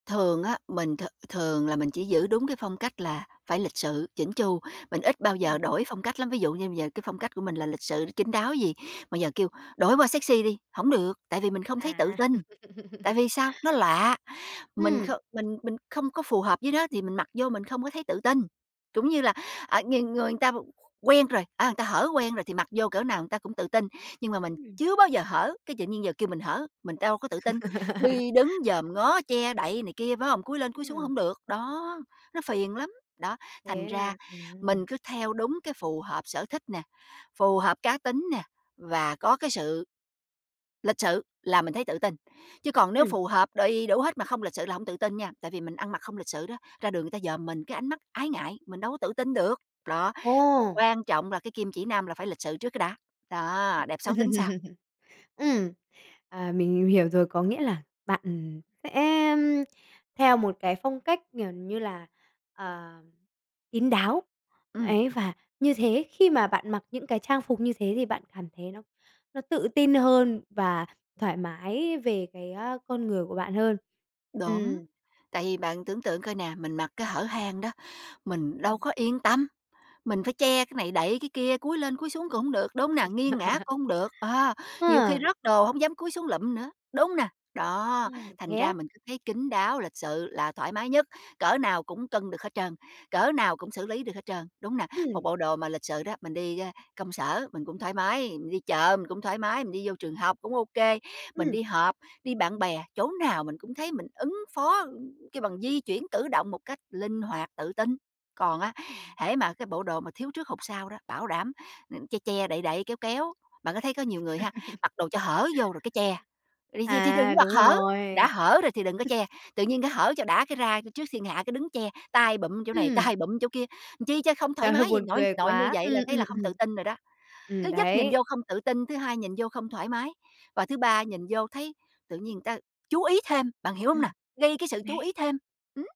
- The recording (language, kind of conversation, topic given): Vietnamese, podcast, Trang phục có giúp bạn tự tin hơn không, và vì sao?
- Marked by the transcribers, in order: laugh; tapping; other background noise; laugh; laugh; laugh; laugh; chuckle; laughing while speaking: "tay"; laughing while speaking: "Trời"